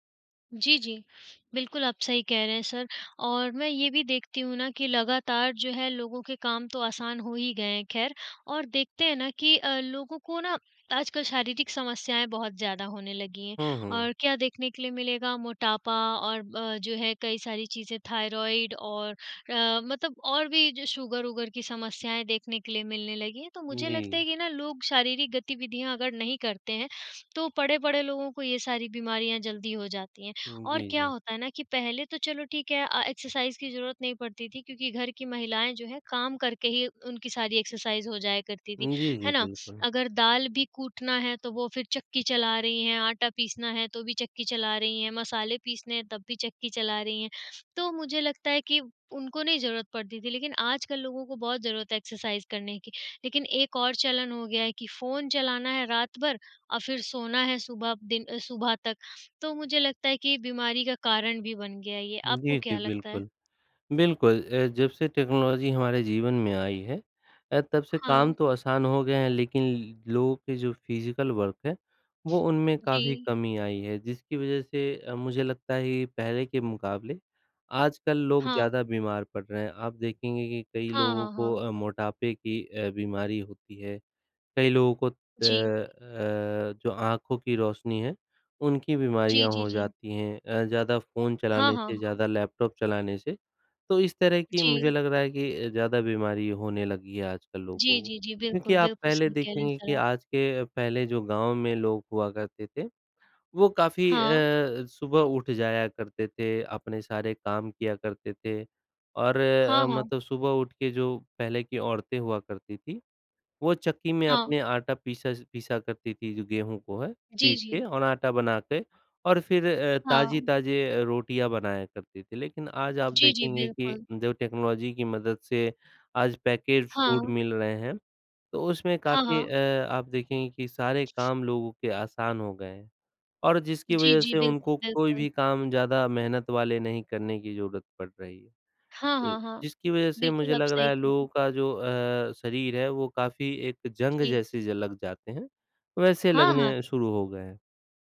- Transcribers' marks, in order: in English: "एक्सरसाइज़"; in English: "एक्सरसाइज़"; in English: "एक्सरसाइज़"; in English: "टेक्नोलॉज़ी"; in English: "फ़िज़िकल वर्क"; in English: "टेक्नोलॉज़ी"; in English: "पैकेज फ़ूड"
- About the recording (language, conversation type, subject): Hindi, unstructured, आपके जीवन में प्रौद्योगिकी ने क्या-क्या बदलाव किए हैं?